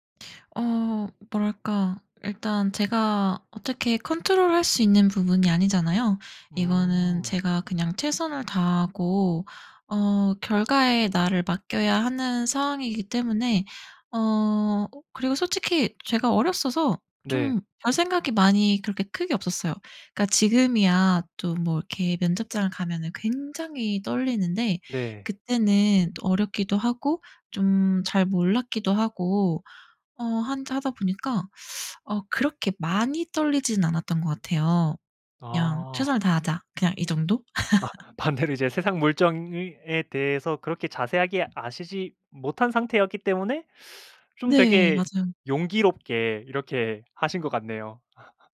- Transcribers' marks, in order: teeth sucking; laugh; laughing while speaking: "아 반대로"; other background noise; laugh
- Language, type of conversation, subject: Korean, podcast, 인생에서 가장 큰 전환점은 언제였나요?